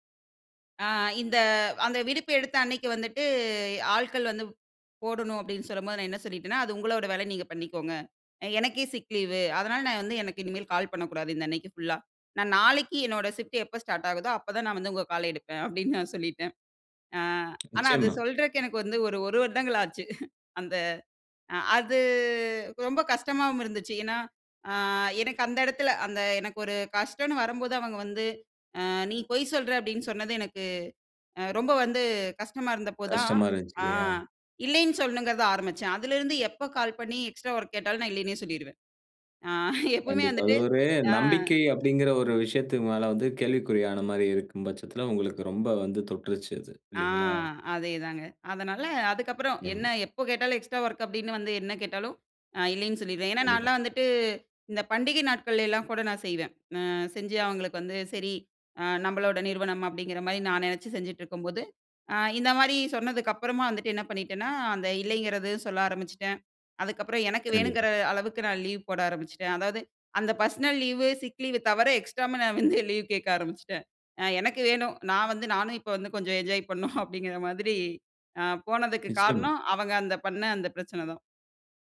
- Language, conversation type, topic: Tamil, podcast, ‘இல்லை’ சொல்ல சிரமமா? அதை எப்படி கற்றுக் கொண்டாய்?
- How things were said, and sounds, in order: in English: "சிக் லீவ்"; other background noise; laughing while speaking: "அப்பிடின்னு நான் சொல்லிட்டேன்"; chuckle; drawn out: "அது"; drawn out: "ஆ"; in English: "எக்ஸ்ட்ரா ஒர்க்"; laughing while speaking: "ஆ, எப்பவுமே வந்துட்டு"; in English: "எக்ஸ்ட்ரா வொர்க்"; in English: "பர்ஷனல் லீவு, சிக் லீவு"; "எக்ஸ்ட்ராவும்" said as "எக்ஸ்ட்ராம்மு"; laughing while speaking: "நான் வந்து லீவ் கேட்க ஆரம்பிச்சுட்டேன்"; laughing while speaking: "பண்ணும்"